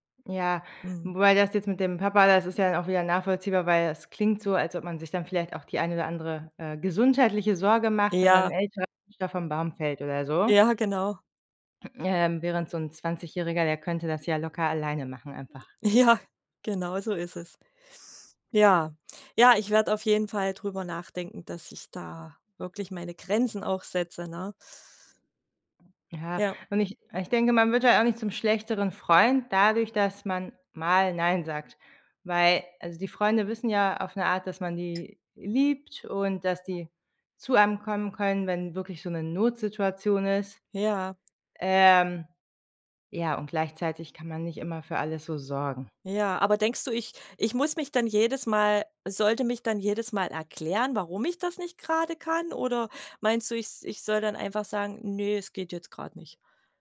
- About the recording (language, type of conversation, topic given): German, advice, Warum fällt es dir schwer, bei Bitten Nein zu sagen?
- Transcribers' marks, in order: unintelligible speech; laughing while speaking: "Ja"; laughing while speaking: "Ja"; other background noise; stressed: "mal"